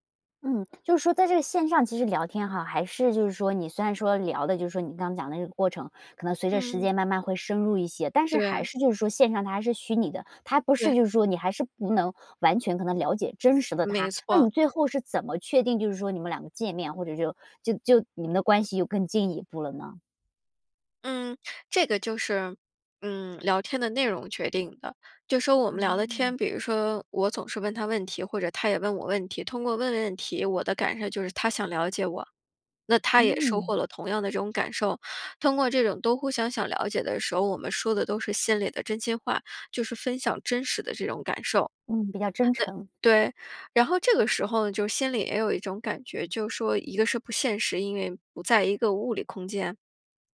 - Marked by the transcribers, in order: none
- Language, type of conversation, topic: Chinese, podcast, 你会如何建立真实而深度的人际联系？